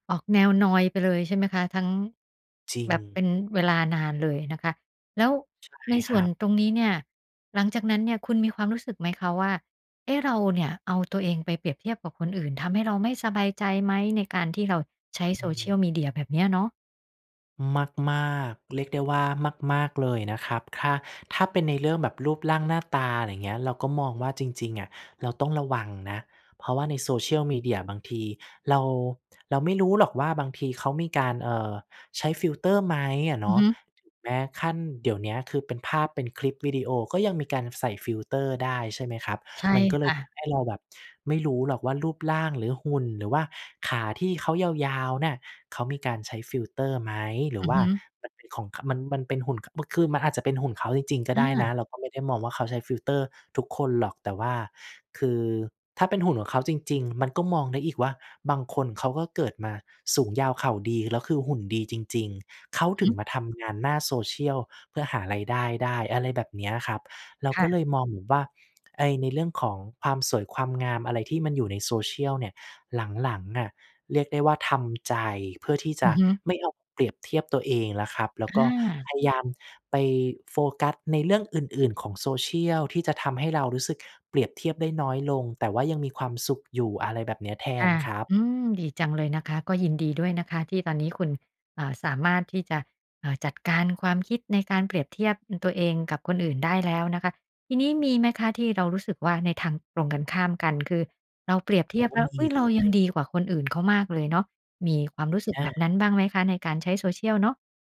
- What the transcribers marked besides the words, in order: stressed: "มาก ๆ"; tapping; other noise
- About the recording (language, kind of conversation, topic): Thai, podcast, โซเชียลมีเดียส่งผลต่อความมั่นใจของเราอย่างไร?